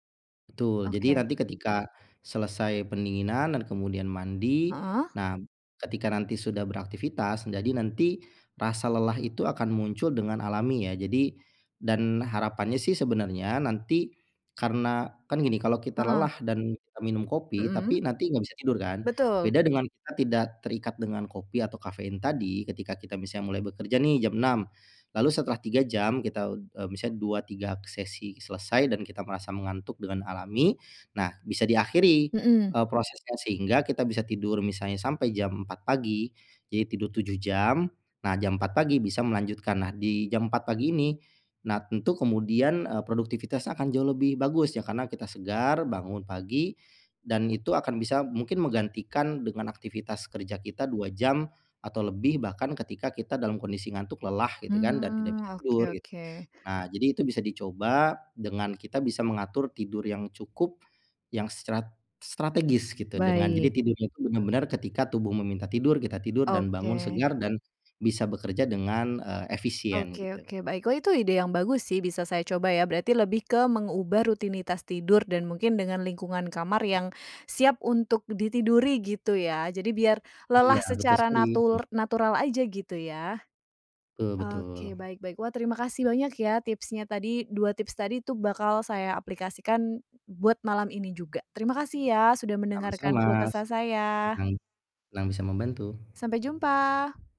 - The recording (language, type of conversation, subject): Indonesian, advice, Seperti apa pengalaman Anda saat mengandalkan obat tidur untuk bisa tidur?
- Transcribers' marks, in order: other background noise